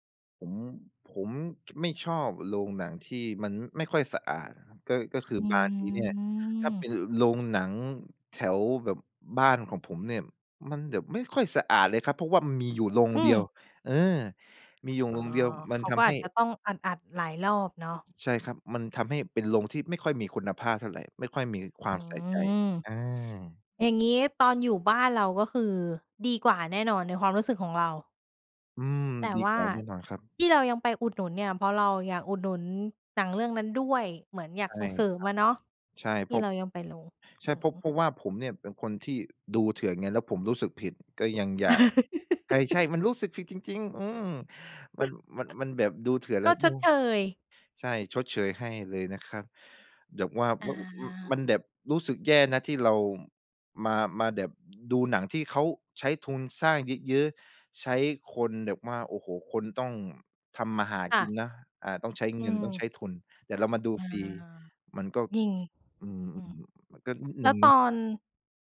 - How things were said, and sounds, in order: tsk; drawn out: "อืม"; laugh; chuckle
- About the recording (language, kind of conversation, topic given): Thai, podcast, สตรีมมิ่งเปลี่ยนวิธีการเล่าเรื่องและประสบการณ์การดูภาพยนตร์อย่างไร?